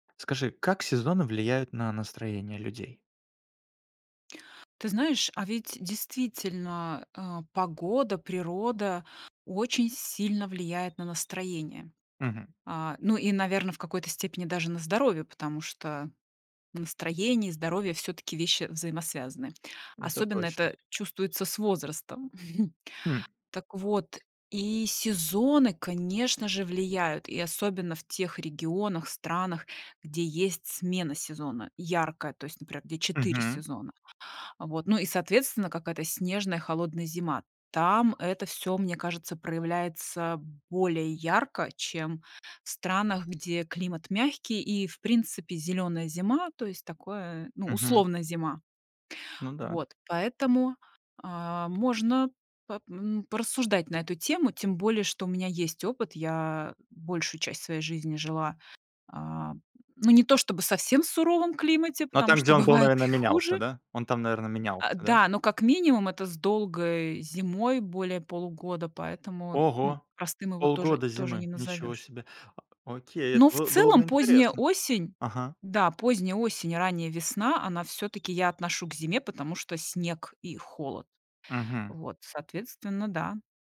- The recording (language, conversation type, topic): Russian, podcast, Как сезоны влияют на настроение людей?
- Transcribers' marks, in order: tapping; other background noise; chuckle